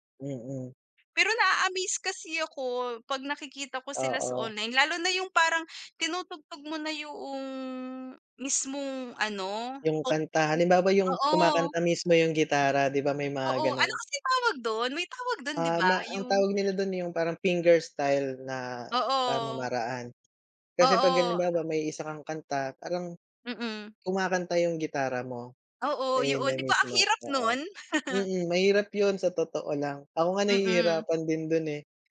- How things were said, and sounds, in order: drawn out: "yung"; unintelligible speech; gasp; in English: "finger style"; chuckle
- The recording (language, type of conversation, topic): Filipino, unstructured, Ano ang hilig mong gawin kapag may libreng oras ka?